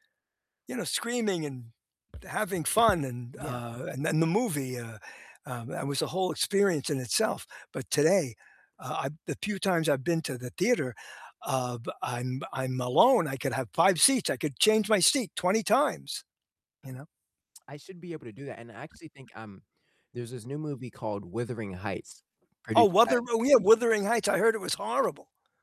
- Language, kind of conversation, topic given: English, unstructured, What TV show do you find yourself rewatching?
- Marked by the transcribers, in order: tapping; distorted speech